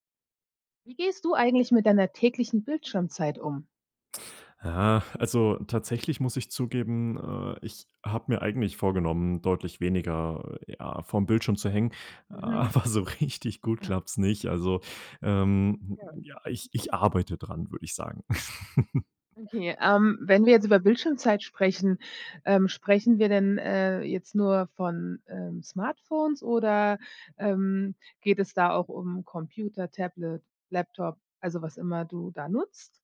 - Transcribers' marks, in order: laughing while speaking: "aber so richtig gut"; unintelligible speech; laugh
- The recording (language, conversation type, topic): German, podcast, Wie gehst du mit deiner täglichen Bildschirmzeit um?